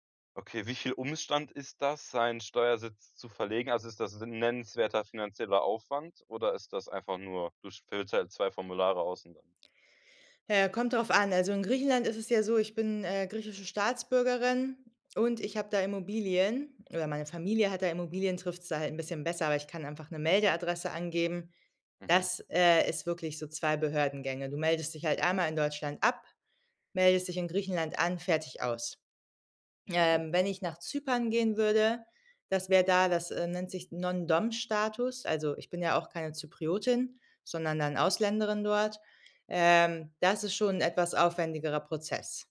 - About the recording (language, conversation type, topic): German, advice, Wie kann ich besser damit umgehen, dass ich mich bei der Wohnsitzanmeldung und den Meldepflichten überfordert fühle?
- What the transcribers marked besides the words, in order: none